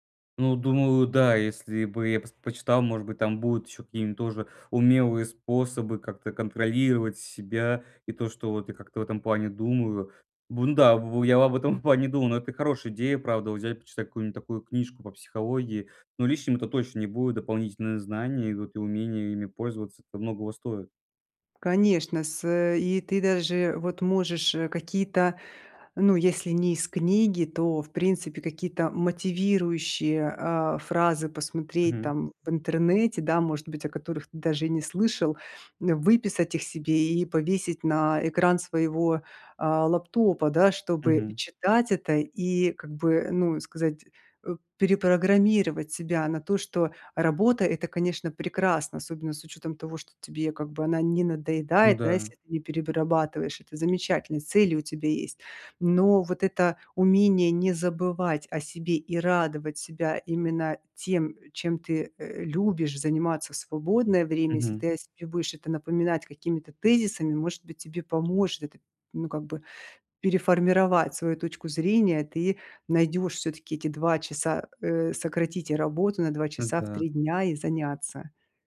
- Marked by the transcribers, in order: laughing while speaking: "этом в плане"; "перерабатываешь" said as "перебарабатываешь"; tapping
- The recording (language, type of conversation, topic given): Russian, advice, Как найти баланс между работой и личными увлечениями, если из-за работы не хватает времени на хобби?